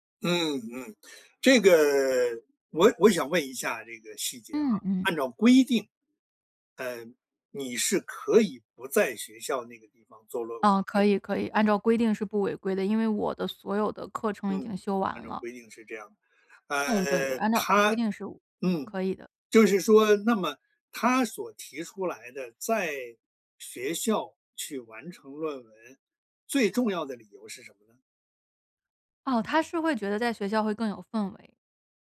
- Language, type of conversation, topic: Chinese, podcast, 当导师和你意见不合时，你会如何处理？
- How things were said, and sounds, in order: none